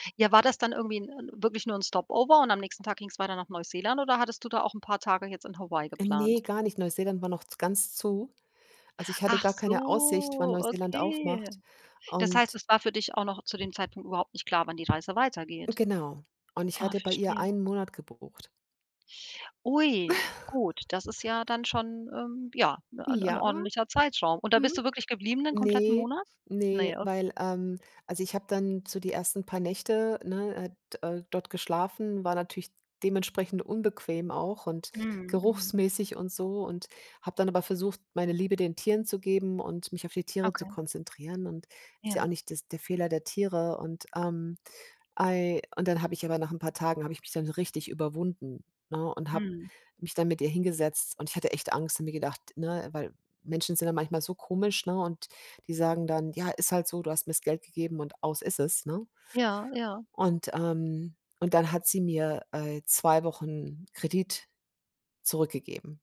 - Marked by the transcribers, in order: other background noise; surprised: "Ach so, okay"; drawn out: "so"; chuckle
- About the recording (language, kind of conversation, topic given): German, podcast, Wann hast du zuletzt deine Komfortzone verlassen?